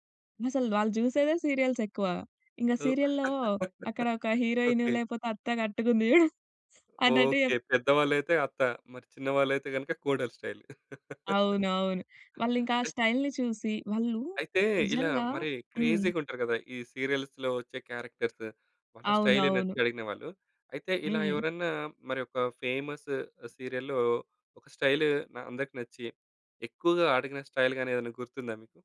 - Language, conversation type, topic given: Telugu, podcast, సినిమా లేదా సీరియల్ స్టైల్ నిన్ను ఎంత ప్రభావితం చేసింది?
- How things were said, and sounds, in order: in English: "సీరియల్స్"; in English: "సీరియల్‌లో"; laugh; in English: "హీరోయిన్"; other background noise; chuckle; in English: "స్టైల్"; laugh; other noise; in English: "స్టైల్‌ని"; in English: "క్రేజీ‌గా"; in English: "సీరియల్స్‌లో"; in English: "సీరియల్‌లో"; tapping; in English: "స్టైల్"